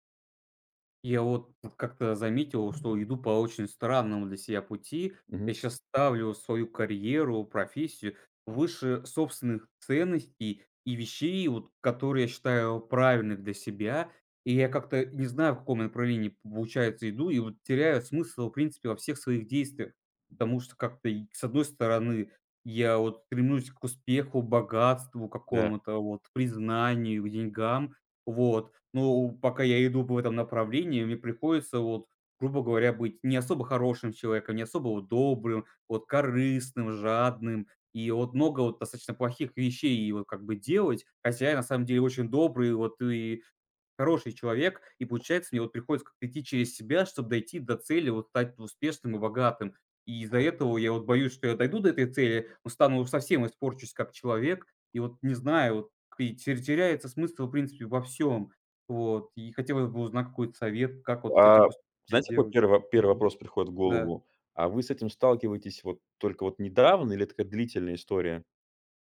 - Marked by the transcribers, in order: tapping; other background noise
- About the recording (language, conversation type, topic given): Russian, advice, Как вы описали бы ситуацию, когда ставите карьеру выше своих ценностей и из‑за этого теряете смысл?